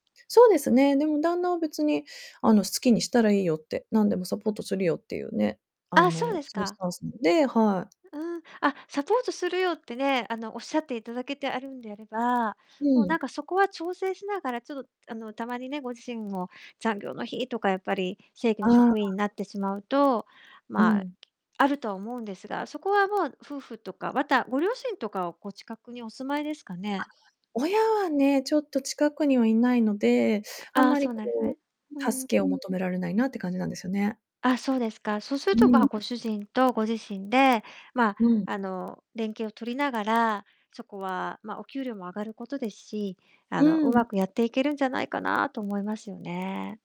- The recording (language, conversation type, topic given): Japanese, advice, 転職するべきか今の職場に残るべきか、今どんなことで悩んでいますか？
- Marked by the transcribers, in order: distorted speech; other background noise